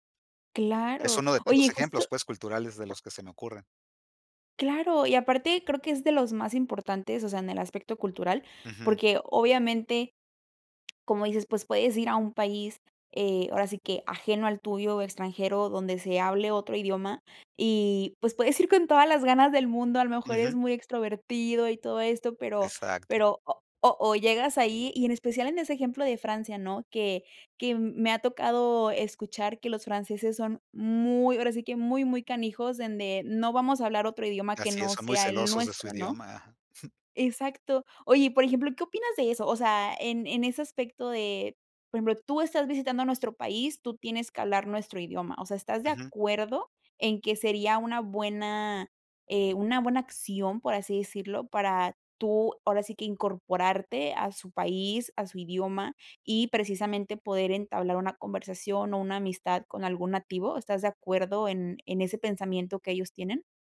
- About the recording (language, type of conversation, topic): Spanish, podcast, ¿Qué barreras impiden que hagamos nuevas amistades?
- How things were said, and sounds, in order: tapping; chuckle